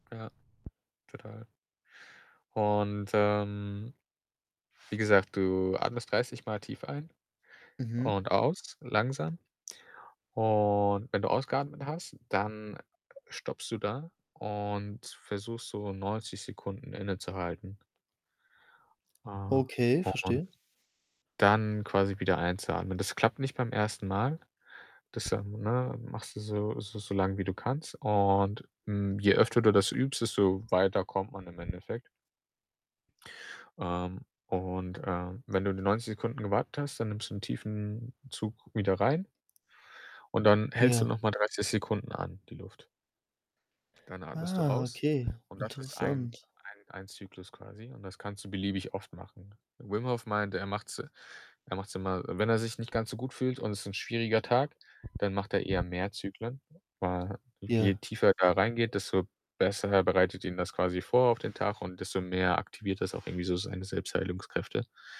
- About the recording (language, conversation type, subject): German, podcast, Wie integrierst du Atemübungen oder Achtsamkeit in deinen Alltag?
- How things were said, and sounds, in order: other background noise; unintelligible speech; distorted speech; tapping